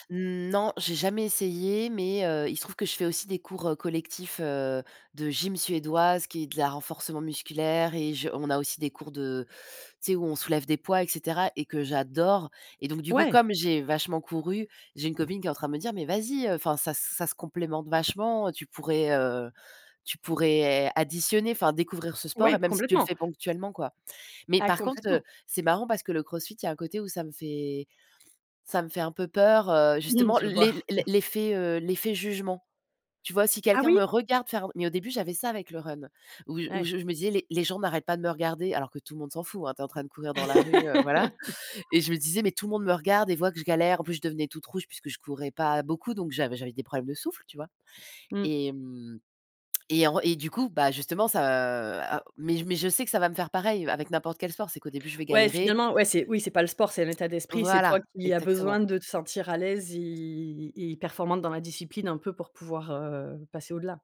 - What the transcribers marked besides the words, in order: tapping; other background noise; chuckle; laugh
- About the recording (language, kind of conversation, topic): French, unstructured, Quel sport te procure le plus de joie quand tu le pratiques ?